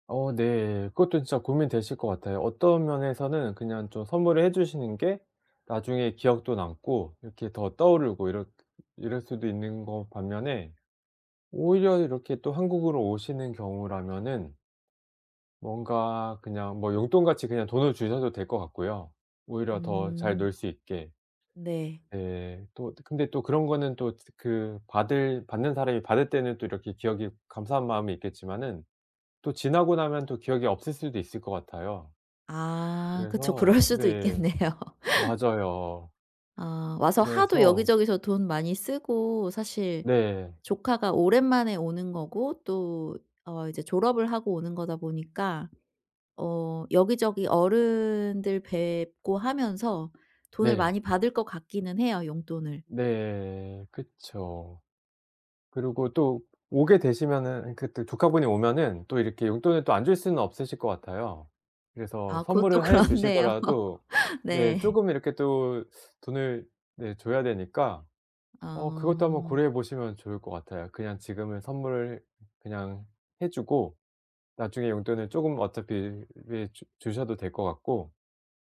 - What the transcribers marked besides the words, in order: other background noise; tapping; laughing while speaking: "그럴 수도 있겠네요"; laughing while speaking: "그렇네요"; laugh
- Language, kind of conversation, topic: Korean, advice, 선물을 무엇으로 골라야 할지 잘 모르겠는데, 어떻게 고르면 좋을까요?